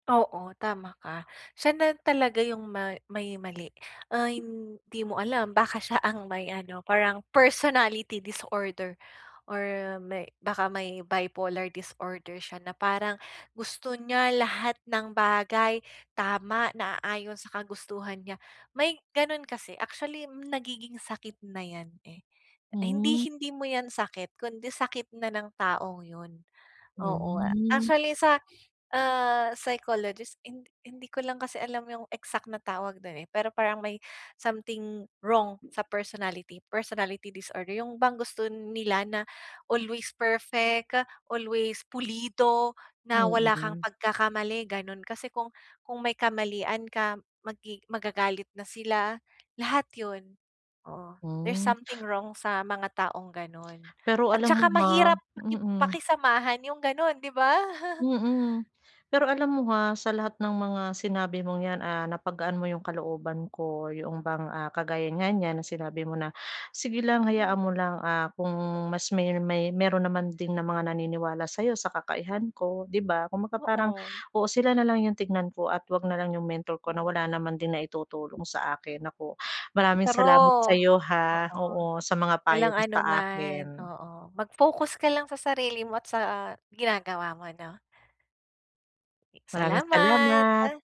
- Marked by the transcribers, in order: tapping; other background noise; chuckle
- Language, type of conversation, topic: Filipino, advice, Paano ko makokontrol ang mga abala at ang pagkabalisa bago ako magsimulang magtrabaho?